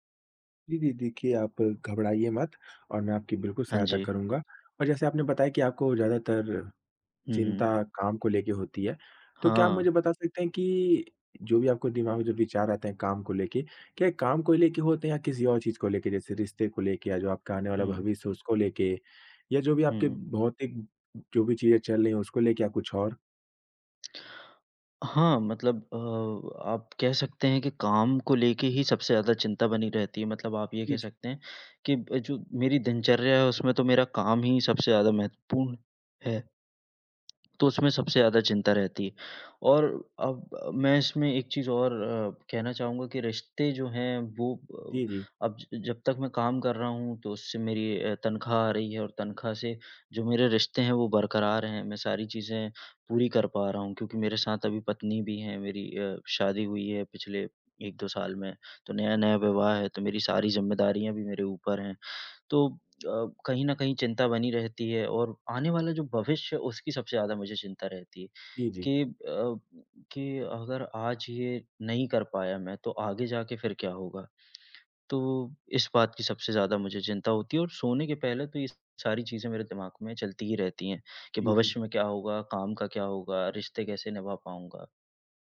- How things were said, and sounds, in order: tapping
- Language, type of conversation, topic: Hindi, advice, सोने से पहले चिंता और विचारों का लगातार दौड़ना
- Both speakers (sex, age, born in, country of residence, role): male, 25-29, India, India, advisor; male, 25-29, India, India, user